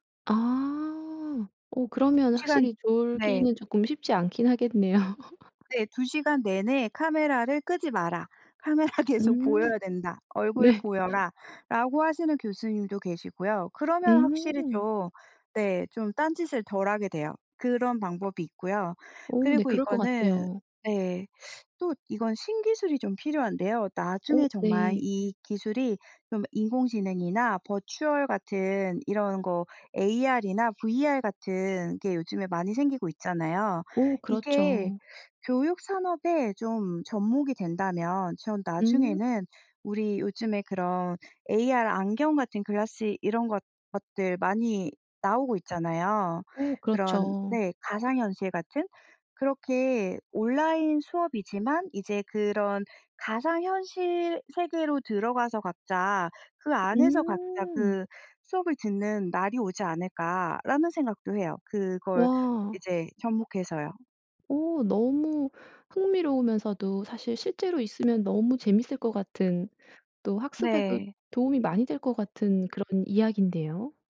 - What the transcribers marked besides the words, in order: laugh; laughing while speaking: "계속"; laughing while speaking: "네"; other background noise; teeth sucking; in English: "버추얼"; in English: "글라스"
- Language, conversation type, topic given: Korean, podcast, 온라인 학습은 학교 수업과 어떤 점에서 가장 다르나요?